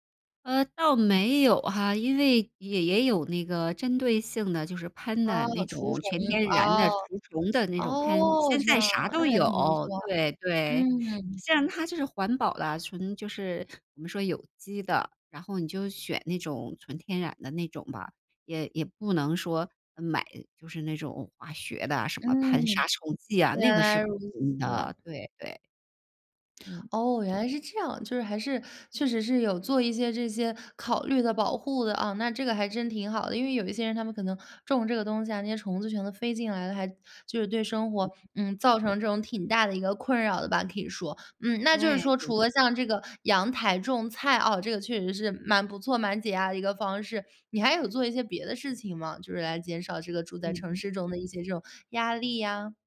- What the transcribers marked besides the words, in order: other noise; unintelligible speech
- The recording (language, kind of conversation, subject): Chinese, podcast, 在城市里如何实践自然式的简约？